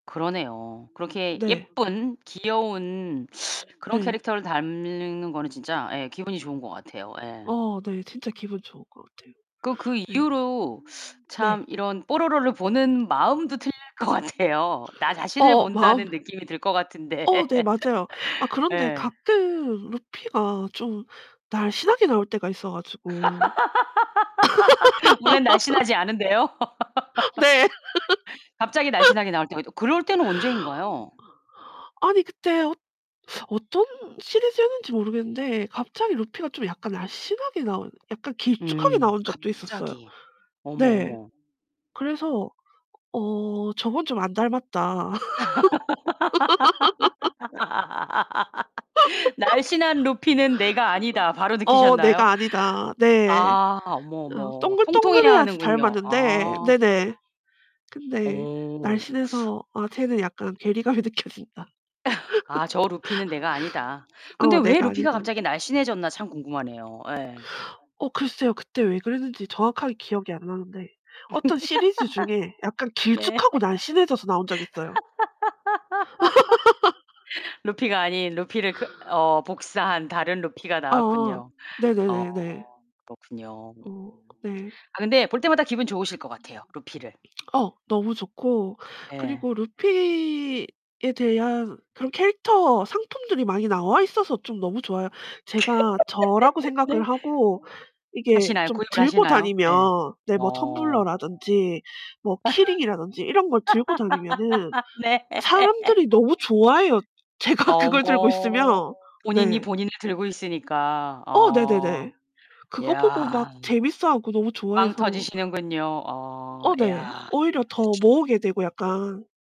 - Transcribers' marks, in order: background speech; distorted speech; tapping; other background noise; laughing while speaking: "같아요"; laughing while speaking: "같은데"; laugh; laugh; laughing while speaking: "네"; laugh; laugh; unintelligible speech; laugh; laughing while speaking: "느껴진다"; laugh; laugh; laughing while speaking: "네"; laugh; laugh; laugh; laughing while speaking: "네"; laugh; laughing while speaking: "네"; laugh; laughing while speaking: "제가"
- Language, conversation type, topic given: Korean, podcast, 미디어에서 나와 닮은 인물을 본 적이 있나요?